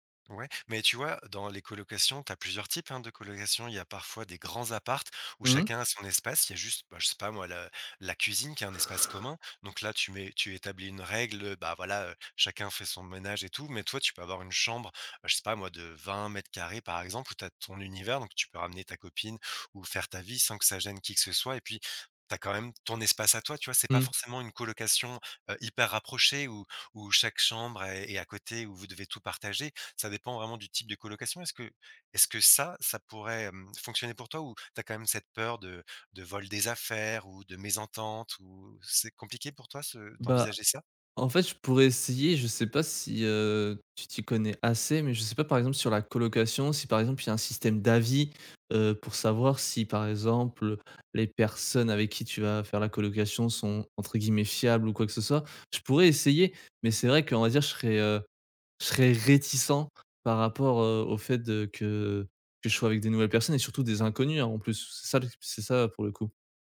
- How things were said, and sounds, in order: none
- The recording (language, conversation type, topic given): French, advice, Pourquoi est-ce que j’ai du mal à me faire des amis dans une nouvelle ville ?